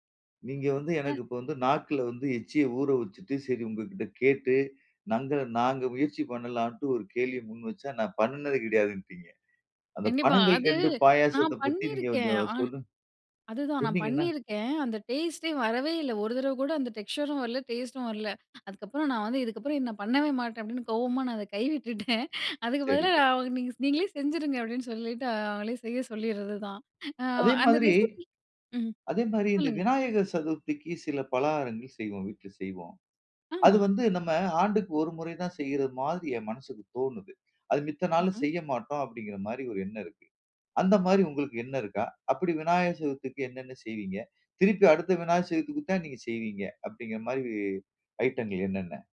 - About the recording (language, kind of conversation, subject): Tamil, podcast, பண்டிகை நாட்களில் மட்டும் சாப்பிடும் உணவைப் பற்றிய நினைவு உங்களுக்குண்டா?
- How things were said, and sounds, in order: chuckle; in English: "ரெசிபி"